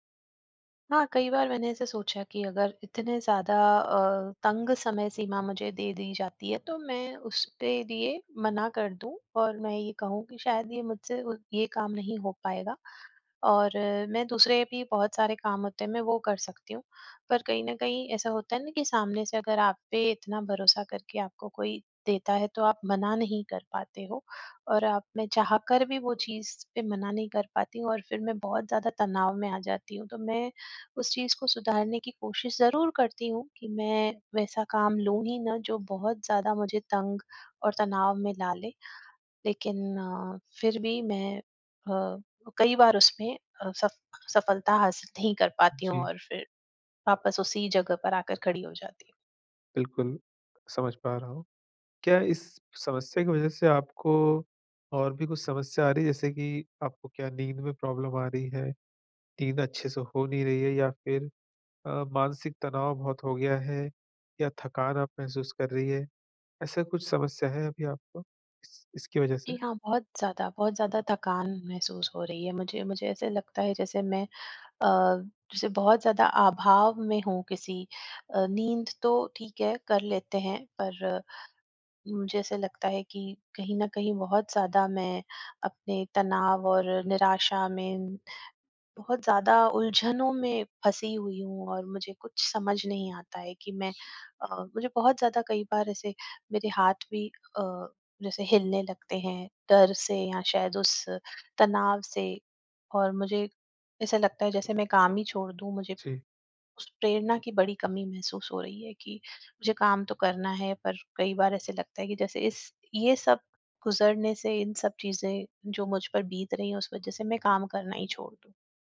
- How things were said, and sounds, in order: in English: "प्रॉब्लम"
- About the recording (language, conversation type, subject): Hindi, advice, प्रदर्शन में ठहराव के बाद फिर से प्रेरणा कैसे पाएं?